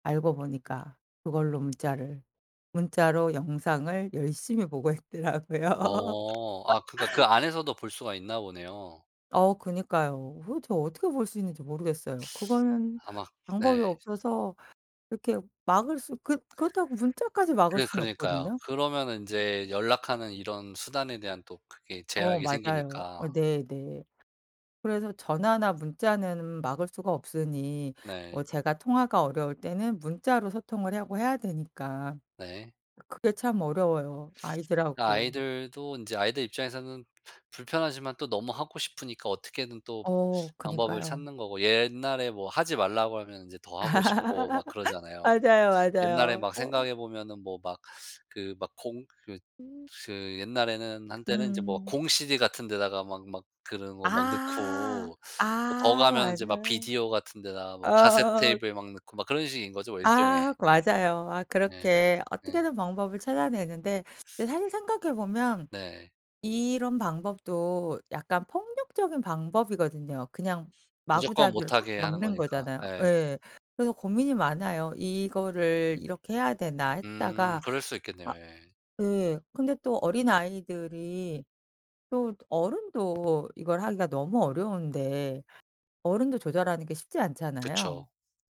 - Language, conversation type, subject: Korean, podcast, 아이에게 스마트폰은 언제쯤 줘야 한다고 생각해요?
- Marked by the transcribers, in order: other background noise; laughing while speaking: "있더라고요"; laugh; tapping; teeth sucking; teeth sucking; laugh; laugh